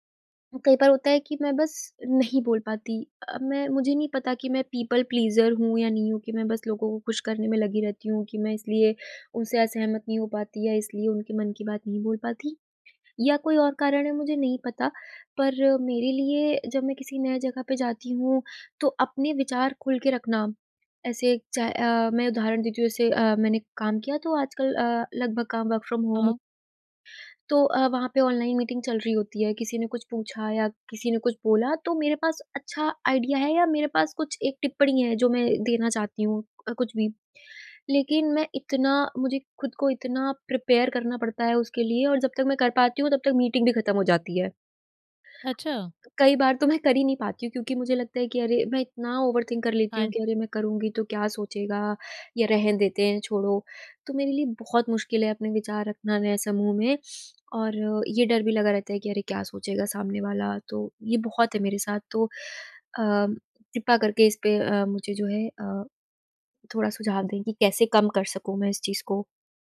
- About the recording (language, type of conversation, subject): Hindi, advice, क्या मुझे नए समूह में स्वीकार होने के लिए अपनी रुचियाँ छिपानी चाहिए?
- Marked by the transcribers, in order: in English: "पीपल प्लीज़र"; in English: "वर्क फ़्रॉम होम"; in English: "मीटिंग"; in English: "आइडिया"; in English: "प्रिपेयर"; in English: "ओवरथिंक"